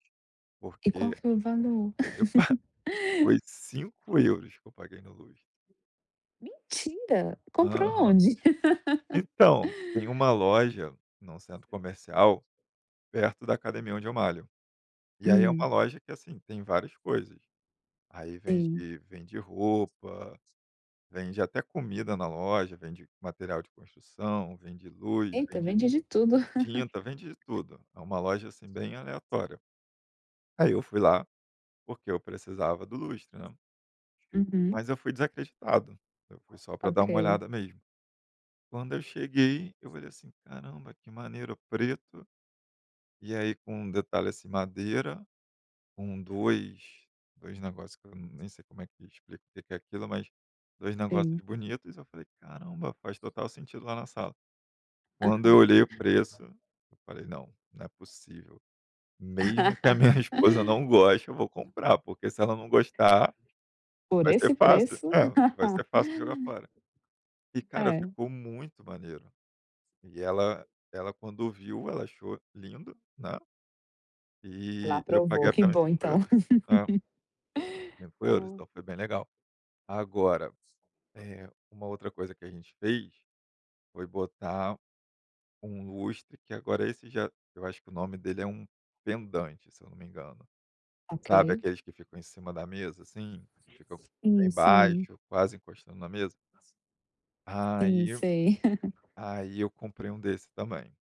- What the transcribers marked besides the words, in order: chuckle; chuckle; tapping; laugh; other background noise; chuckle; chuckle; laughing while speaking: "mesmo que a minha esposa não goste"; chuckle; background speech; chuckle; chuckle
- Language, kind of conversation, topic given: Portuguese, podcast, Qual é o papel da iluminação no conforto da sua casa?